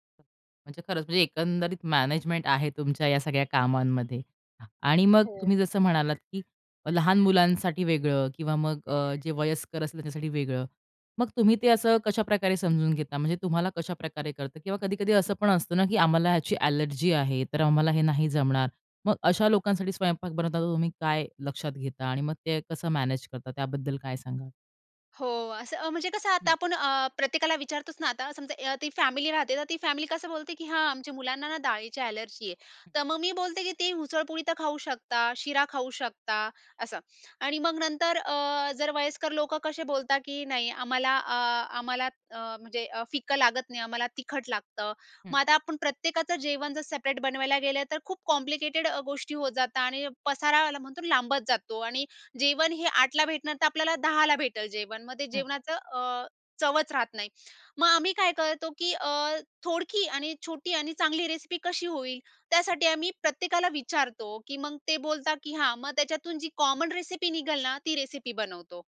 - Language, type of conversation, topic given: Marathi, podcast, एकाच वेळी अनेक लोकांसाठी स्वयंपाक कसा सांभाळता?
- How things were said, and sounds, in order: other background noise; tapping; in English: "एलर्जी"; in English: "एलर्जी"; in English: "सेपरेट"; in English: "कॉम्प्लिकेटेड"; in English: "रेसिपी"; in English: "कॉमन रेसिपी"